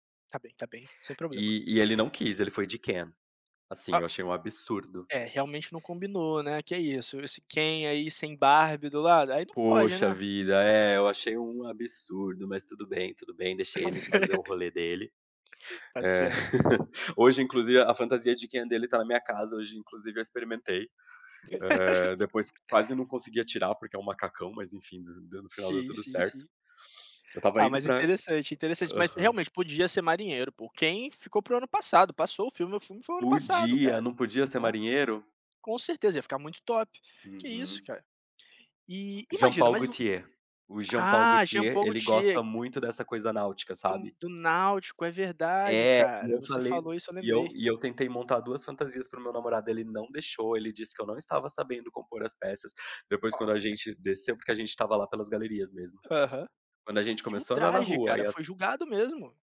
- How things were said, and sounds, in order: other background noise; laugh; chuckle; laugh; tapping
- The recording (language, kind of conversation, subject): Portuguese, podcast, Como as redes sociais mudaram sua relação com a moda?